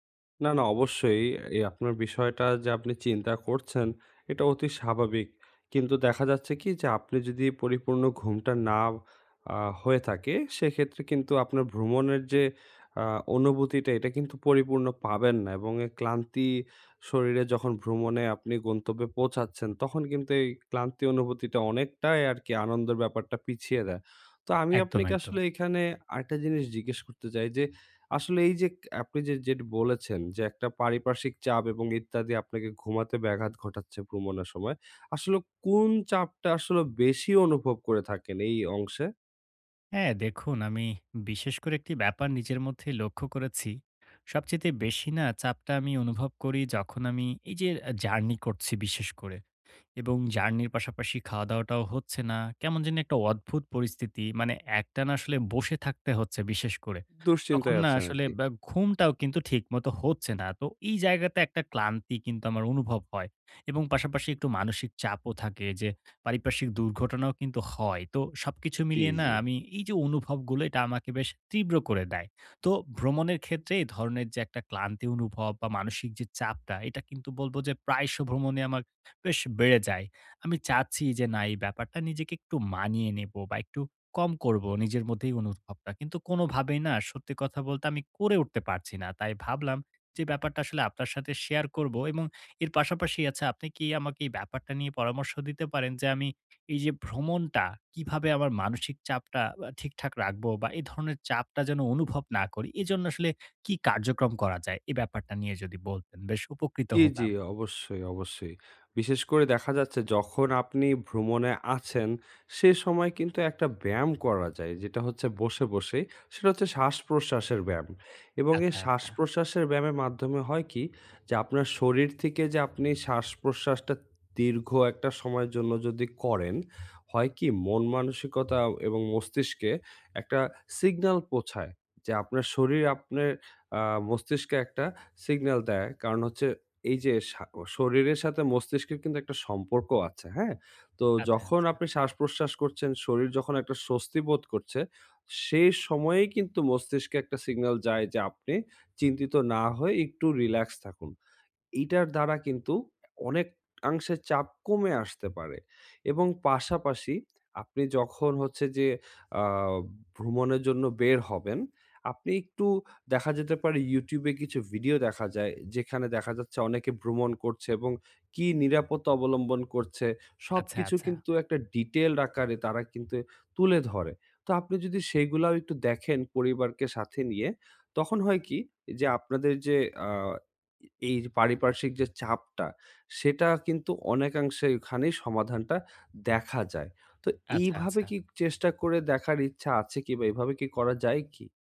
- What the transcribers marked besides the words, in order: other background noise; tapping; in English: "সিগনাল"; in English: "সিগনাল"; in English: "সিগনাল"; in English: "রিল্যাক্স"; in English: "ডিটেইলড"
- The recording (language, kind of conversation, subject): Bengali, advice, ভ্রমণে আমি কেন এত ক্লান্তি ও মানসিক চাপ অনুভব করি?